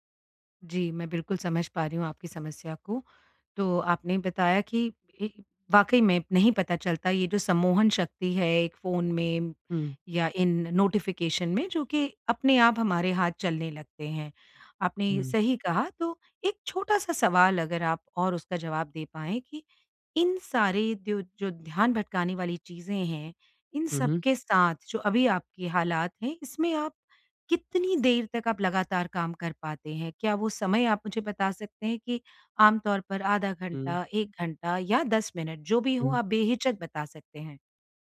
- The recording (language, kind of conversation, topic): Hindi, advice, मैं बार-बार ध्यान भटकने से कैसे बचूं और एक काम पर कैसे ध्यान केंद्रित करूं?
- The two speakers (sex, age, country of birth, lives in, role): female, 50-54, India, India, advisor; male, 20-24, India, India, user
- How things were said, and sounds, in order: in English: "नोटिफ़िकेशन"